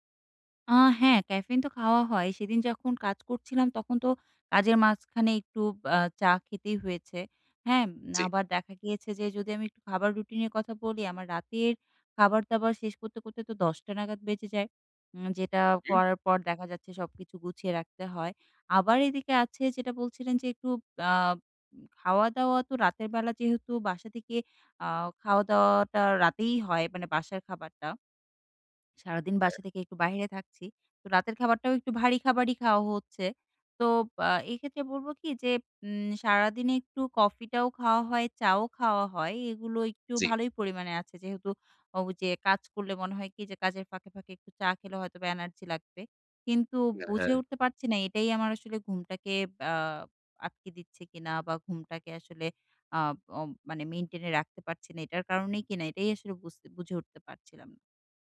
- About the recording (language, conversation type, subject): Bengali, advice, আমি কীভাবে একটি স্থির রাতের রুটিন গড়ে তুলে নিয়মিত ঘুমাতে পারি?
- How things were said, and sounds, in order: none